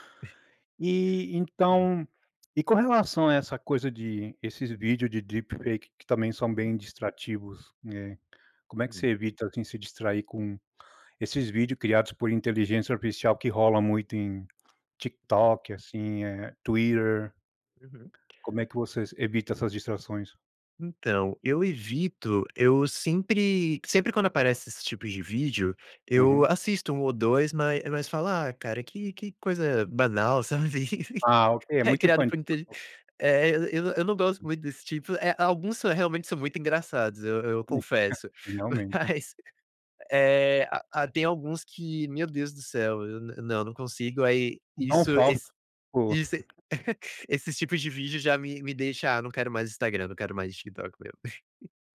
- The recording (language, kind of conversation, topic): Portuguese, podcast, Que truques digitais você usa para evitar procrastinar?
- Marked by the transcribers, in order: tapping; in English: "deep fake"; other background noise; giggle; unintelligible speech; giggle